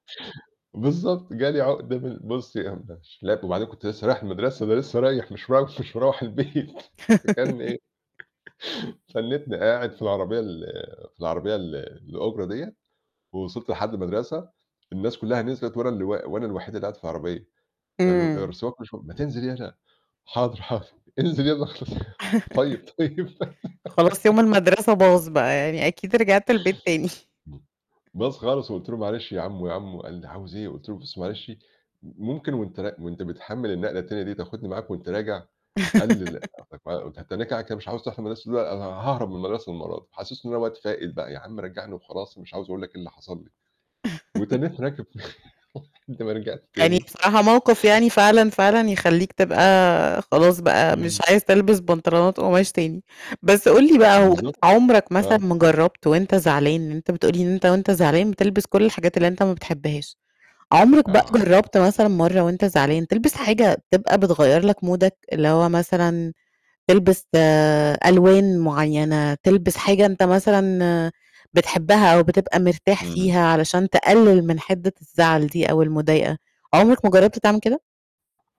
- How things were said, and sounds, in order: unintelligible speech; laughing while speaking: "مش مروَّح البيت"; giggle; laugh; unintelligible speech; laugh; laughing while speaking: "انزل يالّا اخلص، طيب، طيب"; giggle; laughing while speaking: "تاني"; other noise; giggle; laugh; chuckle; laughing while speaking: "لحَدّ ما رِجعت تاني"; distorted speech; in English: "مودك"; other background noise
- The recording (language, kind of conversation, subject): Arabic, podcast, إزاي بتختار لبسك لما بتكون زعلان؟